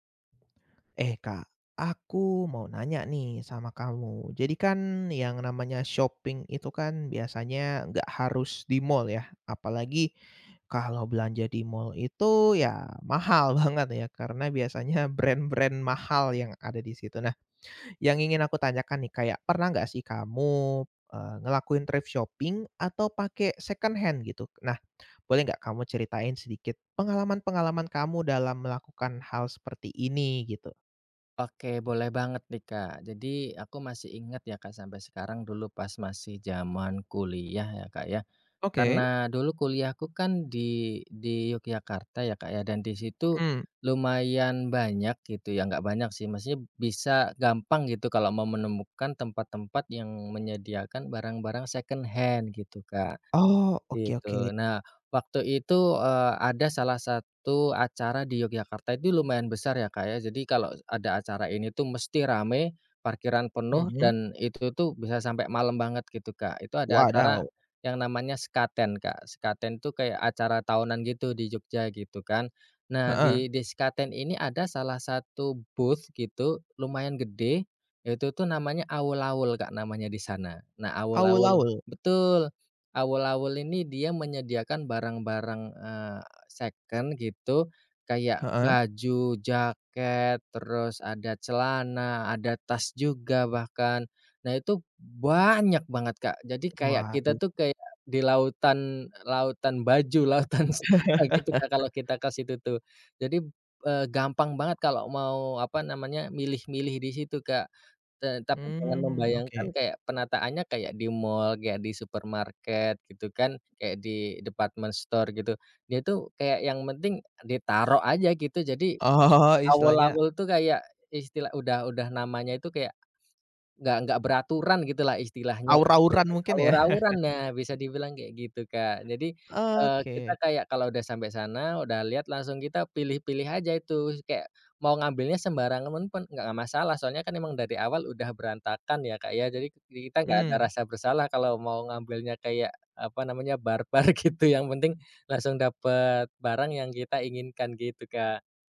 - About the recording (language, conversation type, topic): Indonesian, podcast, Apa kamu pernah membeli atau memakai barang bekas, dan bagaimana pengalamanmu saat berbelanja barang bekas?
- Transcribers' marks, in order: in English: "shopping"; in English: "brand-brand"; in English: "thrift shopping"; in English: "secondhand"; tapping; in English: "secondhand"; in English: "booth"; other background noise; stressed: "banyak"; laughing while speaking: "lautan"; unintelligible speech; laugh; in English: "department store"; laughing while speaking: "Oh"; chuckle; laugh